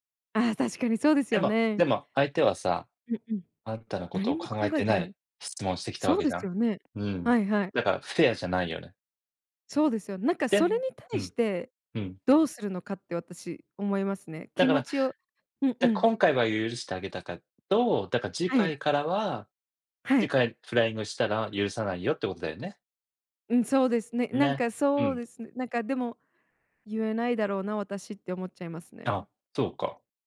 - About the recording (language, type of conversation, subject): Japanese, unstructured, 他人の気持ちを考えることは、なぜ大切なのですか？
- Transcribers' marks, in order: tapping; "けど" said as "かど"; "だから" said as "だか"